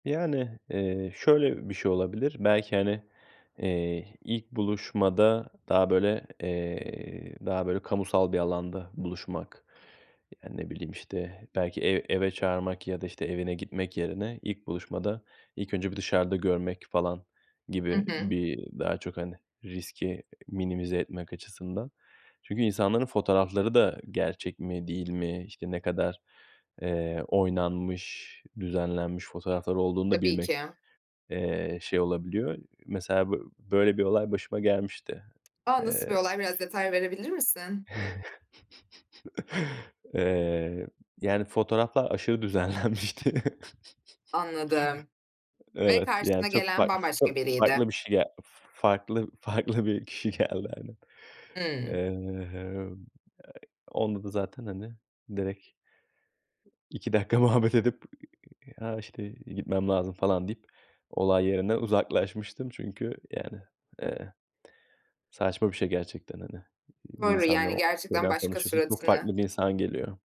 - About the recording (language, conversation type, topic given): Turkish, podcast, Sosyal medyada gerçek bir bağ kurmak mümkün mü?
- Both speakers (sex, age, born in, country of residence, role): female, 25-29, Turkey, Germany, host; male, 35-39, Turkey, Poland, guest
- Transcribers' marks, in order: tapping; chuckle; laughing while speaking: "düzenlenmişti"; chuckle; other background noise; laughing while speaking: "farklı bir kişi geldi"; laughing while speaking: "dakika muhabbet edip"